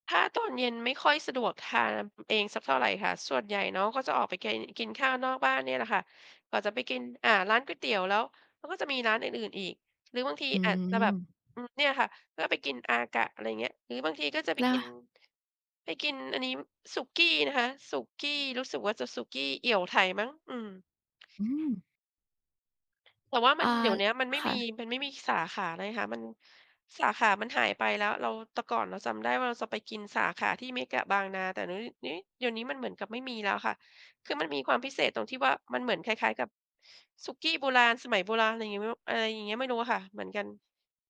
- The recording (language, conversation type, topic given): Thai, podcast, ครอบครัวคุณมักกินมื้อเย็นกันแบบไหนเป็นประจำ?
- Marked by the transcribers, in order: other background noise